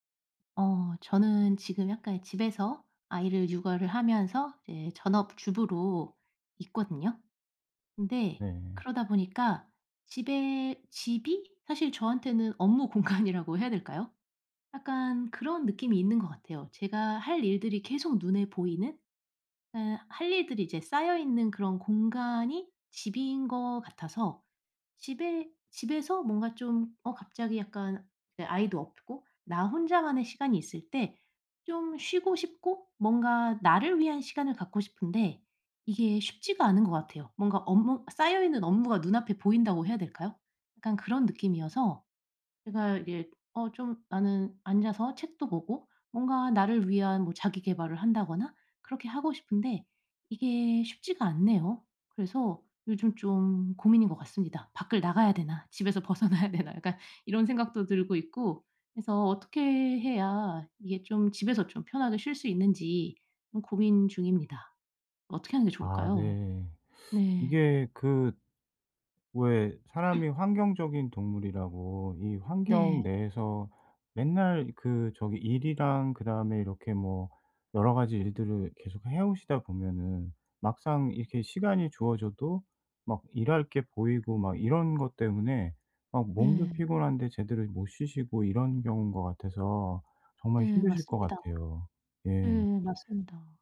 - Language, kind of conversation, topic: Korean, advice, 집에서 편안히 쉬고 스트레스를 잘 풀지 못할 때 어떻게 해야 하나요?
- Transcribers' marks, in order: laughing while speaking: "공간이라고"; other background noise; laughing while speaking: "벗어나야"; cough